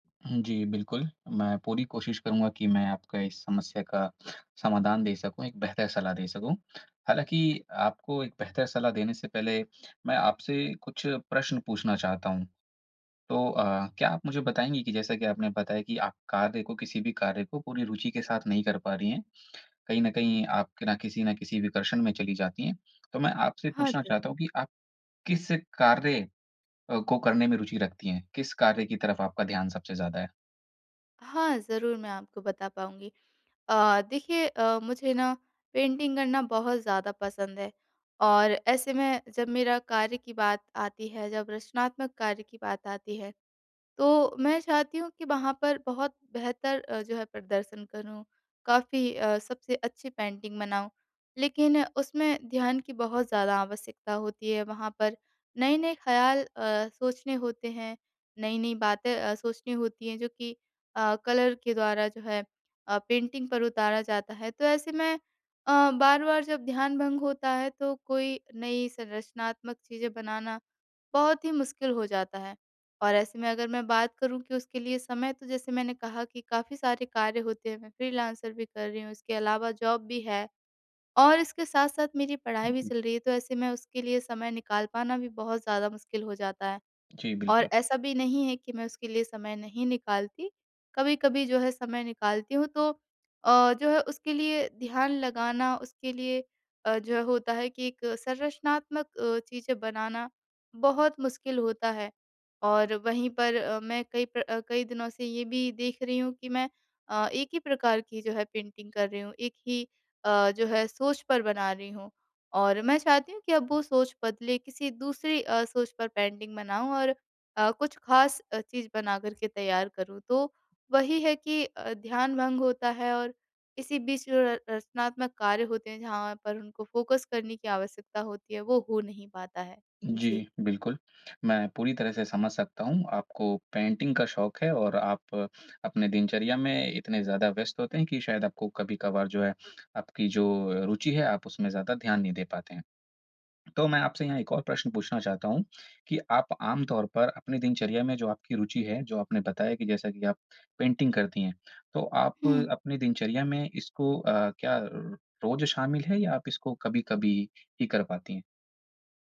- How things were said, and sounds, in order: in English: "पेंटिंग"; in English: "पेंटिंग"; in English: "कलर"; in English: "पेंटिंग"; in English: "जॉब"; in English: "पेंटिंग"; in English: "पेंटिंग"; in English: "फ़ोकस"; in English: "पेंटिंग"; in English: "पेंटिंग"
- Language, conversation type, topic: Hindi, advice, मैं बिना ध्यान भंग हुए अपने रचनात्मक काम के लिए समय कैसे सुरक्षित रख सकता/सकती हूँ?